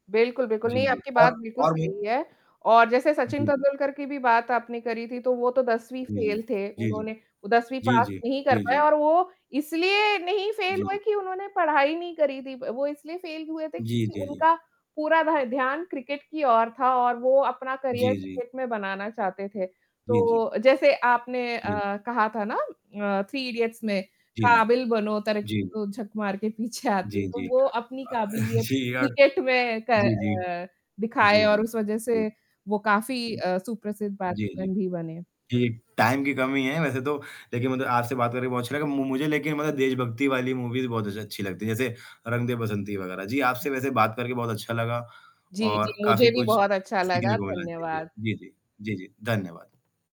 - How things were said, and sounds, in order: static; distorted speech; in English: "फ़ेल"; in English: "फ़ेल"; in English: "फ़ेल"; in English: "करियर"; chuckle; in English: "टाइम"; unintelligible speech; in English: "मूवीज़"; other noise
- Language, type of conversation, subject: Hindi, unstructured, आपको कौन-सा फिल्मी संवाद सबसे ज़्यादा पसंद है?
- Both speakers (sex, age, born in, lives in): female, 35-39, India, India; male, 20-24, India, India